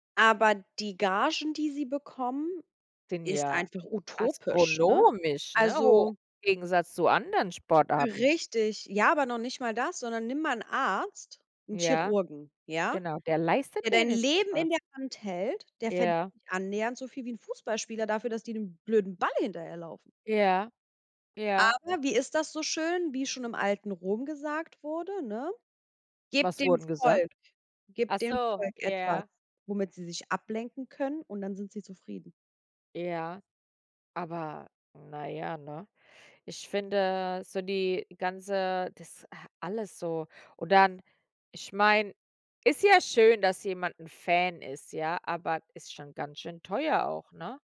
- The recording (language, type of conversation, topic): German, unstructured, Ist es gerecht, dass Profisportler so hohe Gehälter bekommen?
- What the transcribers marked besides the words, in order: none